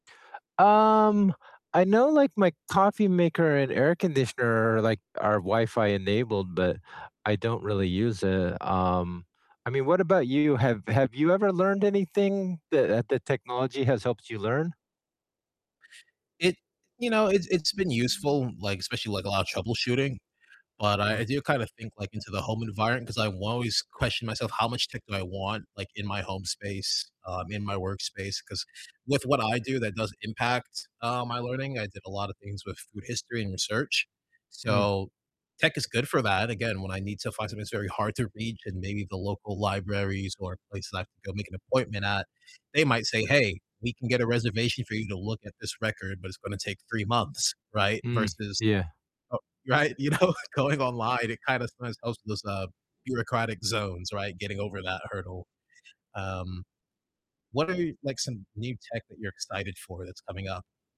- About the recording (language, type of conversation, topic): English, unstructured, How do you think technology changes the way we learn?
- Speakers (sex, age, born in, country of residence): male, 20-24, United States, United States; male, 50-54, United States, United States
- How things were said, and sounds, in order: other background noise; laughing while speaking: "know"; distorted speech